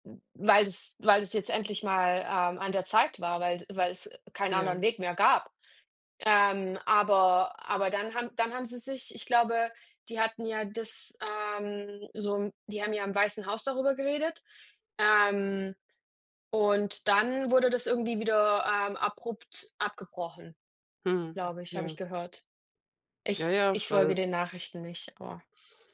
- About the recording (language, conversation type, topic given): German, unstructured, Warum glaubst du, dass manche Menschen an UFOs glauben?
- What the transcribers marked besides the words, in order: drawn out: "Ähm"